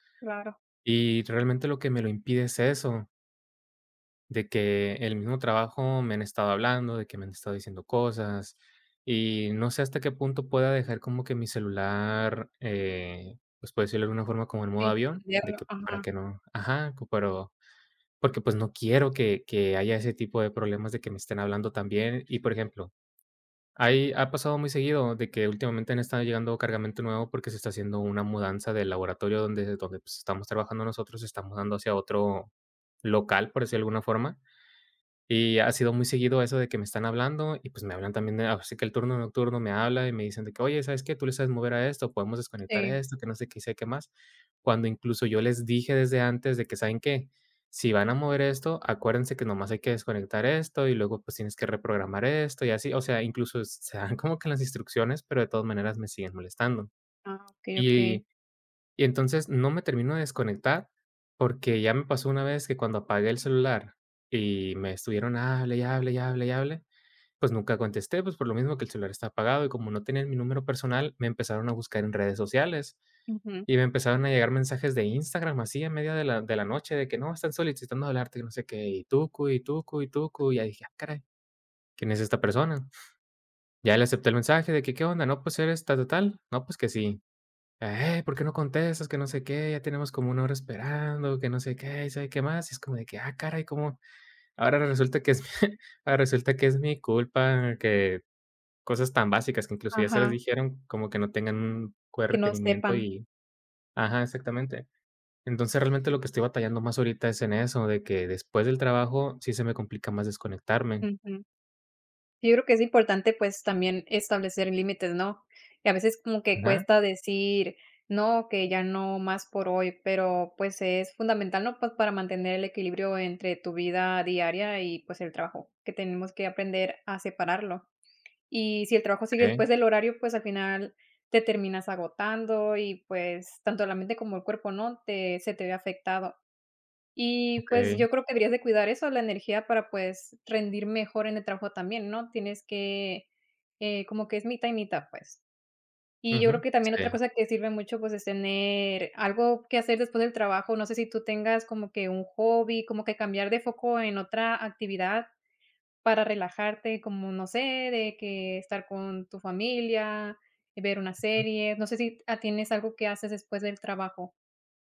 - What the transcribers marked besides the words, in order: chuckle
- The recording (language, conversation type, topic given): Spanish, advice, ¿Por qué me cuesta desconectar después del trabajo?